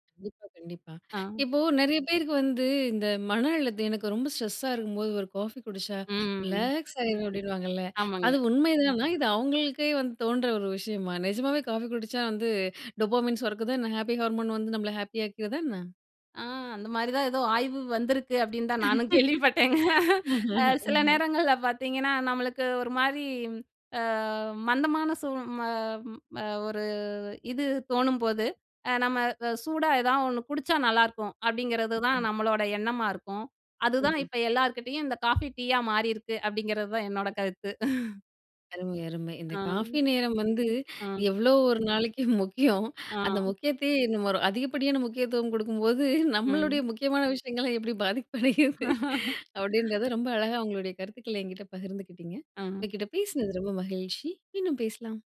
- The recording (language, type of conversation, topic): Tamil, podcast, நீங்கள் தினசரி அட்டவணையில் காபி குடிக்கும் நேரத்தை எப்படிச் சரியாக ஒழுங்குபடுத்துகிறீர்கள்?
- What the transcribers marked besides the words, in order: in English: "ஸ்ட்ரெஸ்ஸா"; tapping; in English: "டொபமைன்"; in English: "ஹாப்பி ஹார்மோன்"; in English: "ஹாப்பியாக்கிருதா"; laughing while speaking: "ஏதோ ஆய்வு வந்திருக்கு அப்டின்னுதான் நானும் கேள்விப்பட்டேங்க"; laugh; drawn out: "ஒரு"; other noise; chuckle; other background noise; chuckle; laughing while speaking: "நம்மளுடைய முக்கியமான விஷயங்கள்லாம் எப்டி பாதிப்படையுது?"; laugh